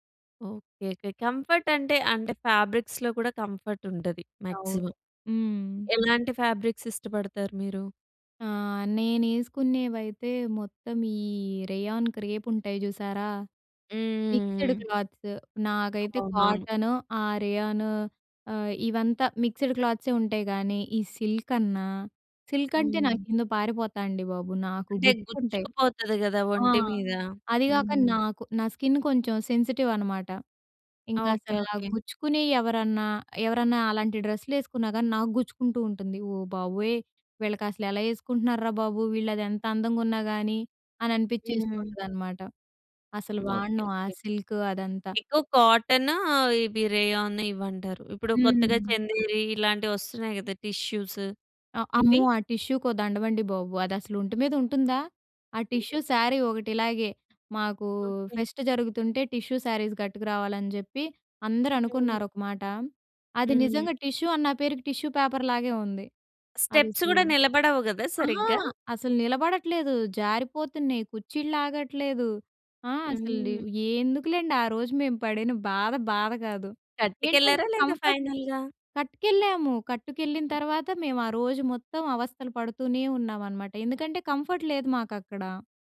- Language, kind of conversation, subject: Telugu, podcast, సౌకర్యం కంటే స్టైల్‌కి మీరు ముందుగా ఎంత ప్రాధాన్యం ఇస్తారు?
- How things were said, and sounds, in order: in English: "కంఫర్ట్"; in English: "ఫాబ్రిక్స్‌లో"; in English: "కంఫర్ట్"; in English: "మాక్సిమం"; in English: "ఫ్యాబ్రిక్స్"; in English: "రేయాన్ క్రేప్"; in English: "మిక్స్‌డ్ క్లాత్స్"; in English: "మిక్స్‌డ్"; in English: "సిల్క్"; in English: "సిల్క్"; in English: "స్కిన్"; in English: "సెన్సిటివ్"; in English: "సిల్క్"; in English: "రేయాన్"; in English: "టిష్యూస్"; in English: "టిష్యూకి"; other background noise; in English: "టిష్యూ శారీ"; in English: "ఫెస్ట్"; in English: "టిష్యూ శారీస్"; in English: "టిష్యూ"; in English: "టిష్యూ"; in English: "స్టెప్స్"; in English: "ఫైనల్‌గా?"; other noise; in English: "కంఫర్ట్"